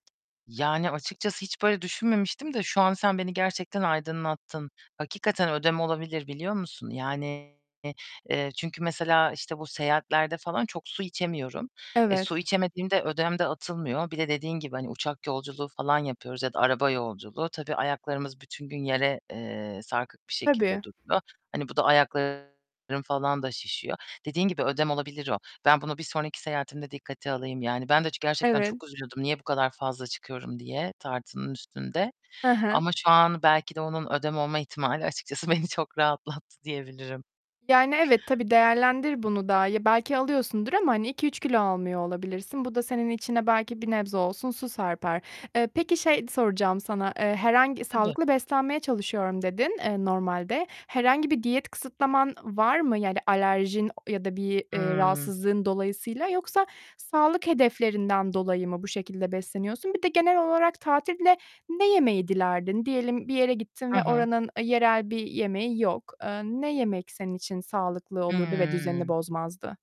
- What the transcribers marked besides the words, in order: tapping; distorted speech; other background noise; static; laughing while speaking: "beni"
- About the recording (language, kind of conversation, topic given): Turkish, advice, Seyahatlerde veya sosyal etkinliklerde sağlıklı beslenmeyi sürdürmekte neden zorlanıyorsun?